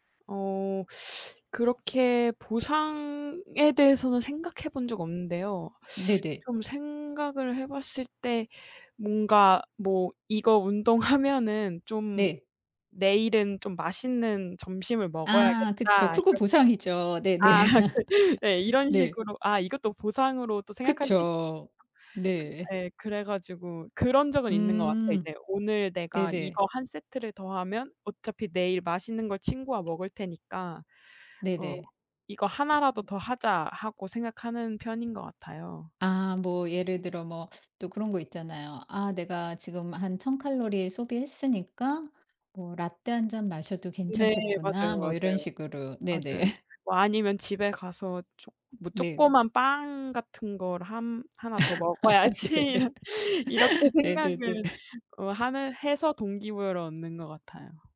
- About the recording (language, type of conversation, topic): Korean, podcast, 운동에 대한 동기부여를 어떻게 꾸준히 유지하시나요?
- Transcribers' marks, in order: other background noise; laughing while speaking: "아 그"; laughing while speaking: "네네"; laugh; laugh; laugh; laughing while speaking: "먹어야지.' 이런"; laughing while speaking: "아 네"; laugh